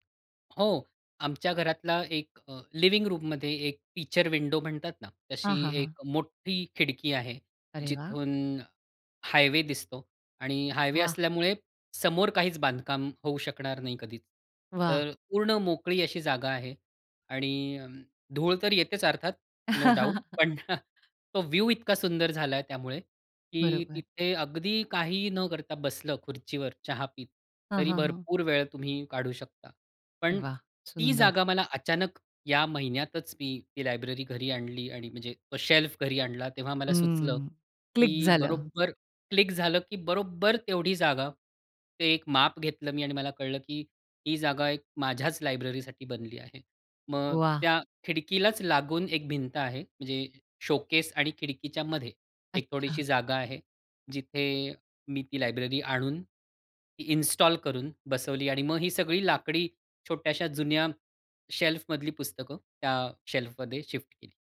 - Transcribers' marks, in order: other background noise; in English: "लिव्हिंग रूममध्ये"; in English: "फिचर विंडो"; chuckle; tapping; in English: "शेल्फ"; in English: "शेल्फमधली"; in English: "शेल्फमध्ये"
- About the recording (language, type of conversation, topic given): Marathi, podcast, एक छोटा वाचन कोपरा कसा तयार कराल?